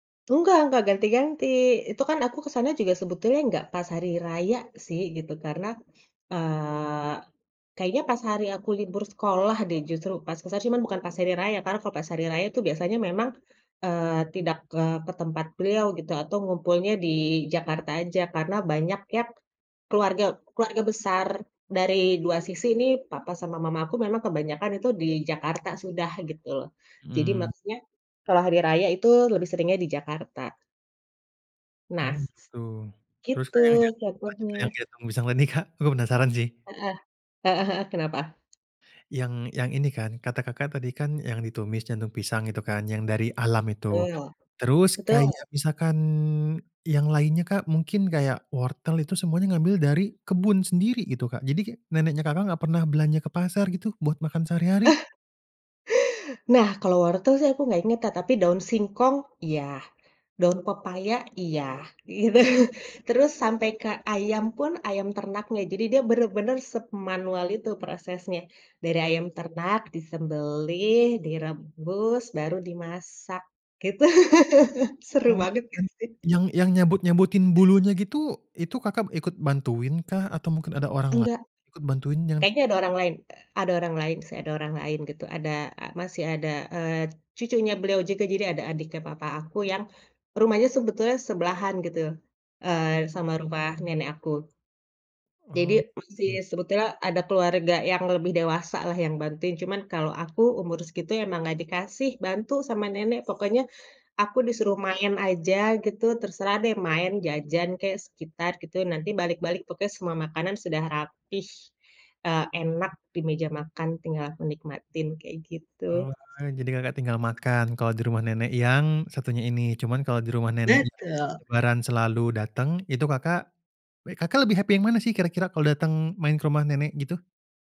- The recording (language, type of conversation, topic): Indonesian, podcast, Ceritakan pengalaman memasak bersama nenek atau kakek dan apakah ada ritual yang berkesan?
- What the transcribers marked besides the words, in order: tapping; other background noise; laughing while speaking: "Kak"; chuckle; laughing while speaking: "gitu"; laugh; unintelligible speech; in English: "happy"